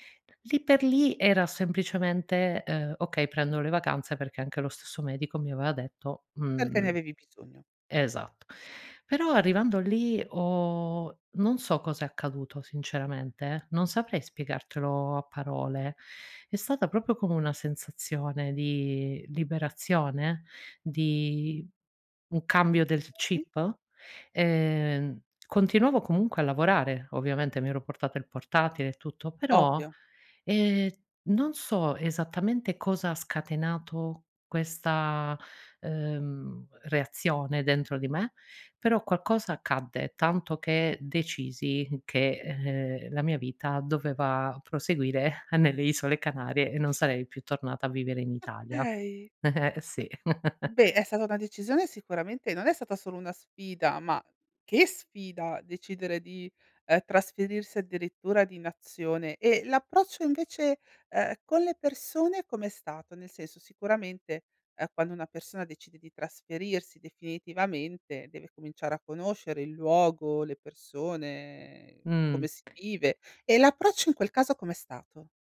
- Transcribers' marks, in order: "aveva" said as "avea"; "proprio" said as "propio"; chuckle; stressed: "che sfida!"
- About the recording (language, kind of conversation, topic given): Italian, podcast, Qual è stata una sfida che ti ha fatto crescere?